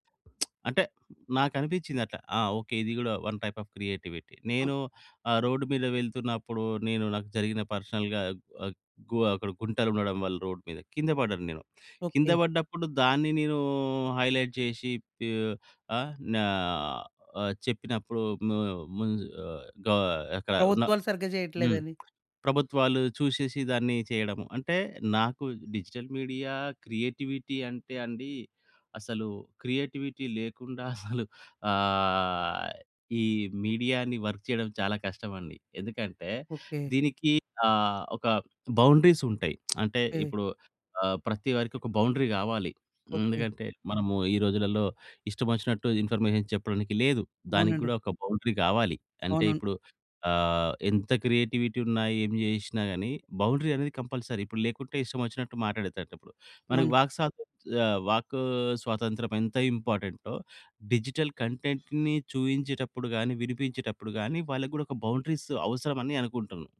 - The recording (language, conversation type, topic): Telugu, podcast, డిజిటల్ మీడియా మీ సృజనాత్మకతపై ఎలా ప్రభావం చూపుతుంది?
- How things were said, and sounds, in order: lip smack; in English: "వన్ టైప్ ఆఫ్ క్రియేటివిటీ"; in English: "పర్సనల్‌గా"; in English: "రోడ్"; in English: "హైలైట్"; tapping; in English: "డిజిటల్ మీడియా క్రియేటివిటీ"; in English: "క్రియేటివిటీ"; chuckle; drawn out: "ఆ"; in English: "మీడియా‌ని వర్క్"; in English: "బౌండరీస్"; lip smack; in English: "బౌండరీ"; in English: "ఇన్ఫర్మేషన్"; in English: "బౌండరీ"; in English: "క్రియేటివిటీ"; in English: "బౌండరీ"; in English: "కంపల్సరీ"; in English: "డిజిటల్ కంటెంట్‌ని"; in English: "బౌండరీస్"